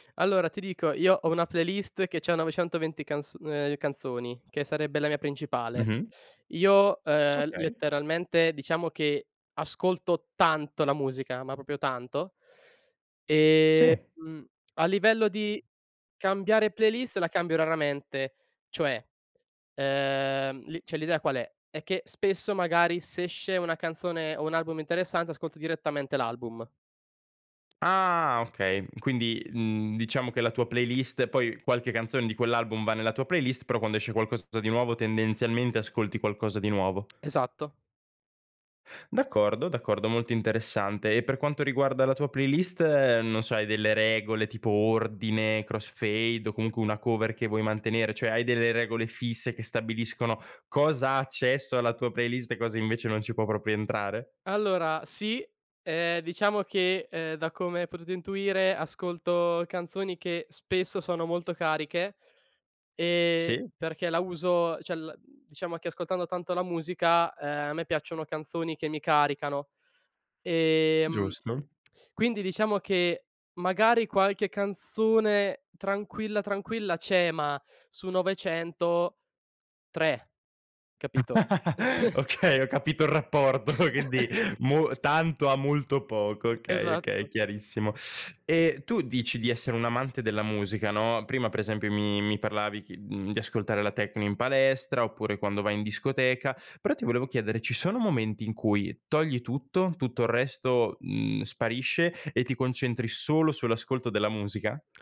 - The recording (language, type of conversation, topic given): Italian, podcast, Che playlist senti davvero tua, e perché?
- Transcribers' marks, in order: tapping; "proprio" said as "propio"; other background noise; "cioè" said as "ceh"; in English: "crossfade"; "cioè" said as "ceh"; chuckle; laughing while speaking: "Okay, ho capito il rapporto"; unintelligible speech; unintelligible speech; chuckle; laughing while speaking: "Esatto"